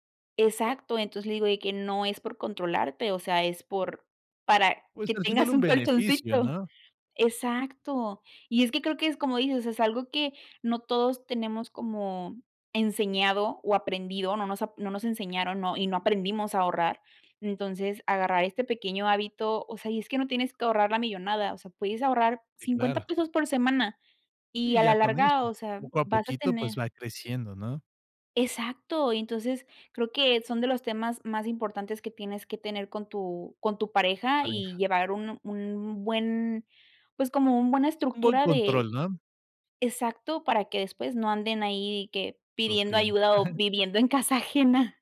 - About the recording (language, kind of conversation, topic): Spanish, podcast, ¿Cómo hablan del dinero tú y tu pareja?
- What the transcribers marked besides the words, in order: laughing while speaking: "tengas un colchoncito"; chuckle; laughing while speaking: "en casa ajena"